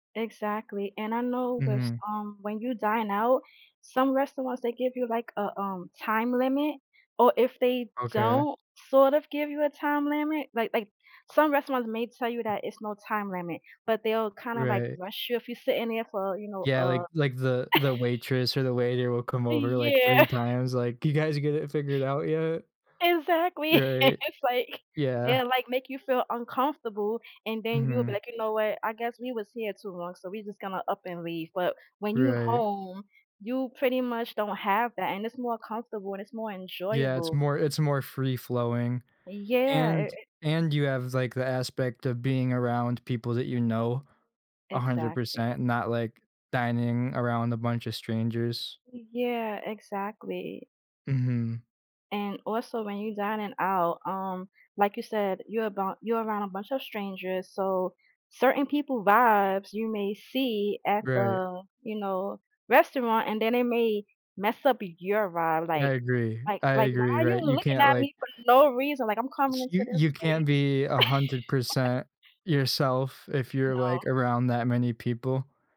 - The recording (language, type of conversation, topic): English, unstructured, How do your experiences with cooking at home and dining out shape your happiness and well-being?
- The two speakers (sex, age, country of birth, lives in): female, 40-44, United States, United States; male, 20-24, United States, United States
- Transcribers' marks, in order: other background noise; chuckle; laughing while speaking: "Yeah"; chuckle; laughing while speaking: "it's like"; laugh